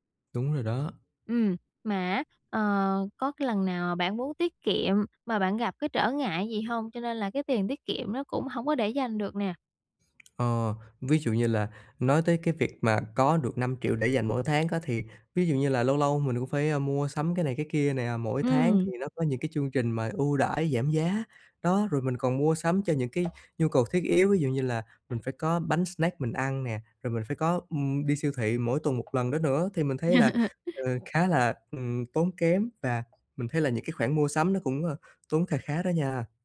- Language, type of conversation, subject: Vietnamese, advice, Làm thế nào để tiết kiệm khi sống ở một thành phố có chi phí sinh hoạt đắt đỏ?
- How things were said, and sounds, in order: tapping; chuckle